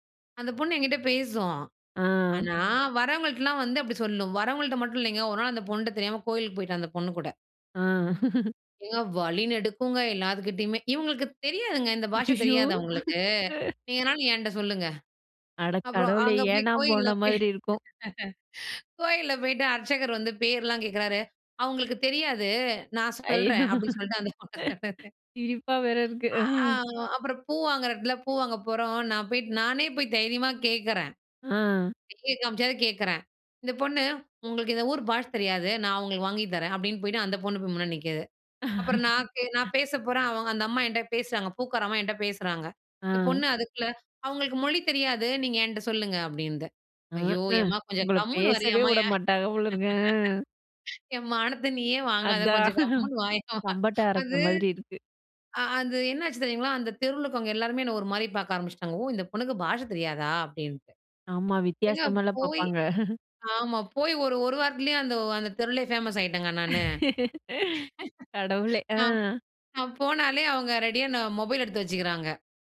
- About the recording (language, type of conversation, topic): Tamil, podcast, நீங்கள் மொழிச் சிக்கலை எப்படிச் சமாளித்தீர்கள்?
- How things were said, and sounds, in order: other noise; chuckle; chuckle; laugh; laughing while speaking: "ஐயோ! சிரிப்பா வேற இருக்கு. அஹ்"; laughing while speaking: "அந்த பொண்ண சொன்னது"; chuckle; laughing while speaking: "ஏன் என் மானத்தை நீயே வாங்காத. கொஞ்சம் கம்முனு வாயே. அது அது"; laugh; chuckle; laugh; laugh